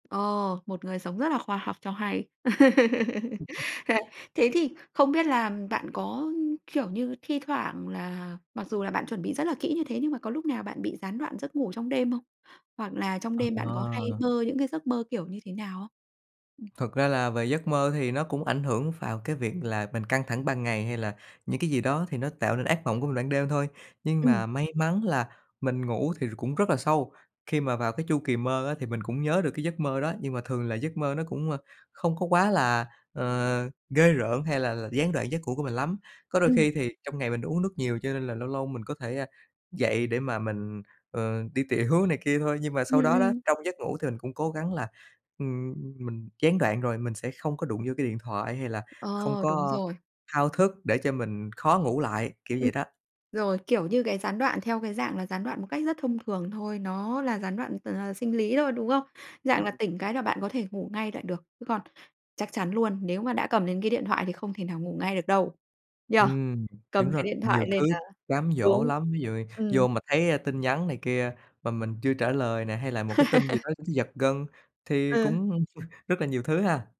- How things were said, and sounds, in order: tapping; laugh; unintelligible speech; other background noise; laughing while speaking: "tiểu"; laugh; chuckle
- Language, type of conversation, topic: Vietnamese, podcast, Bạn làm thế nào để duy trì giấc ngủ ngon tại nhà?